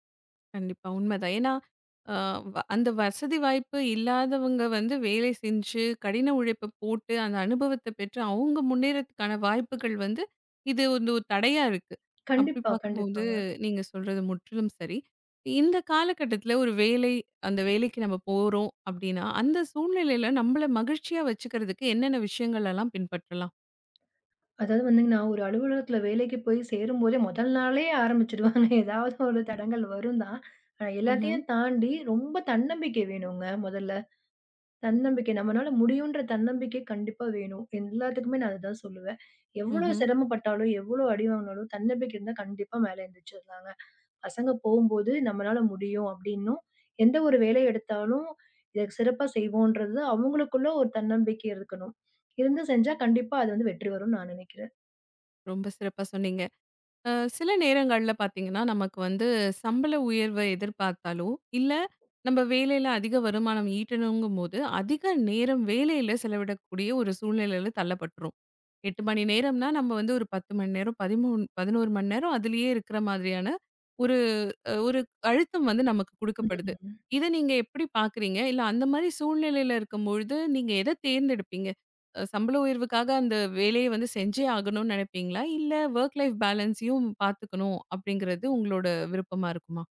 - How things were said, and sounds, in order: laughing while speaking: "முதல் நாளே ஆரம்பிச்சுடுவாங்க"; unintelligible speech; in English: "வொர்க் லைஃப் பேலன்ஸ்யும்"
- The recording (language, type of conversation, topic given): Tamil, podcast, சம்பளமும் வேலைத் திருப்தியும்—இவற்றில் எதற்கு நீங்கள் முன்னுரிமை அளிக்கிறீர்கள்?